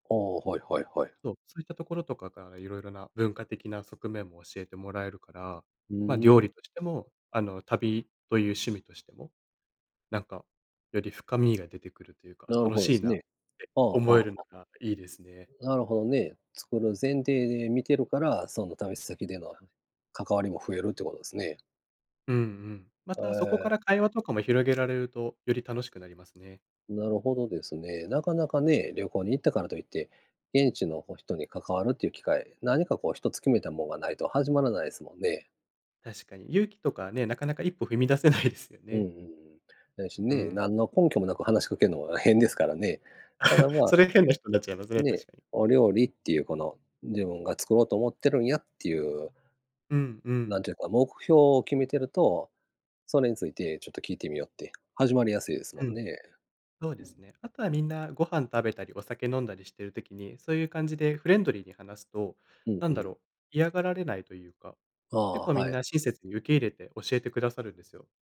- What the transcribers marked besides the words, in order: laughing while speaking: "ないです"; laugh
- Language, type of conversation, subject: Japanese, unstructured, 最近ハマっていることはありますか？